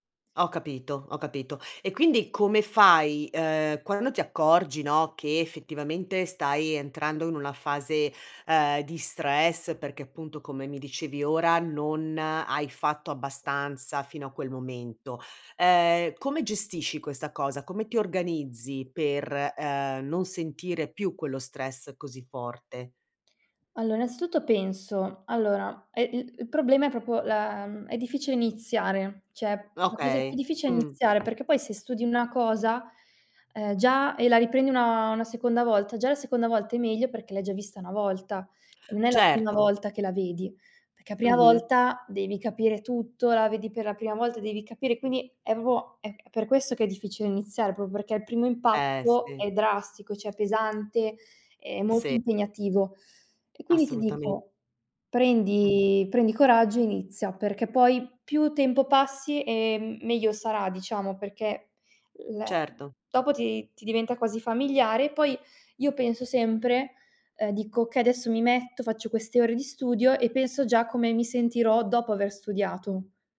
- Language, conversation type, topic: Italian, podcast, Come gestire lo stress da esami a scuola?
- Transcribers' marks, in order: "Allora" said as "allo"; "proprio" said as "propo"; "Cioè" said as "cè"; "una" said as "na"; "proprio" said as "propro"; "proprio" said as "propo"